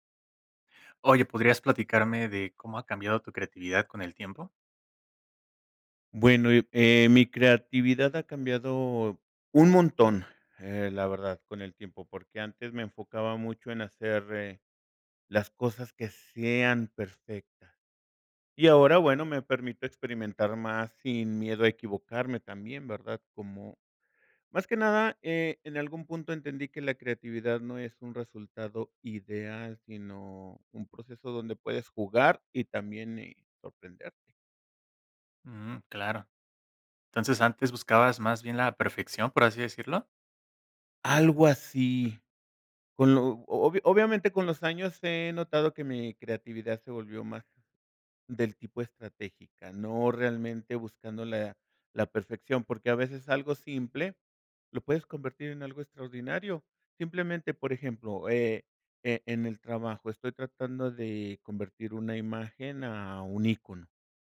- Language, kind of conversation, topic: Spanish, podcast, ¿Cómo ha cambiado tu creatividad con el tiempo?
- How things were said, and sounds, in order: none